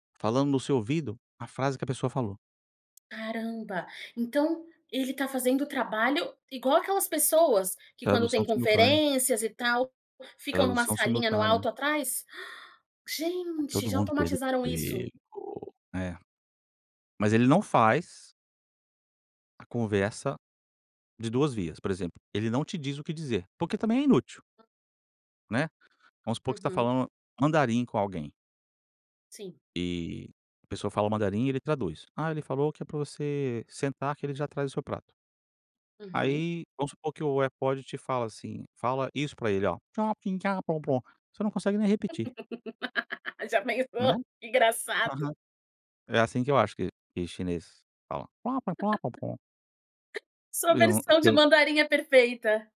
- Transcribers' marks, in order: tapping; other noise; laugh; laugh
- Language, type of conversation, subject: Portuguese, podcast, Qual aplicativo você não consegue viver sem e por quê?